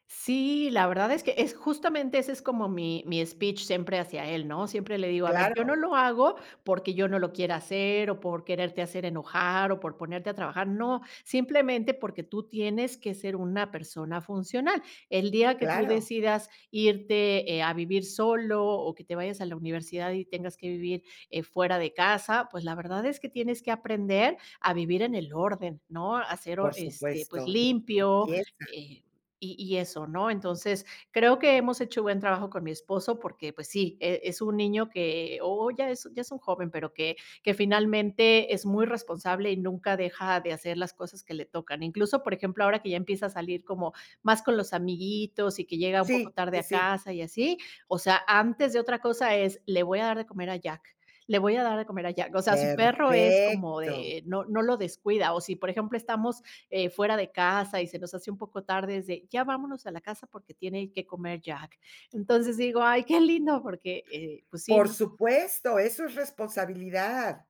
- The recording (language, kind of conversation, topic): Spanish, podcast, ¿Cómo se reparten las tareas del hogar entre los miembros de la familia?
- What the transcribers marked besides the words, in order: in English: "speech"; unintelligible speech; drawn out: "Perfecto"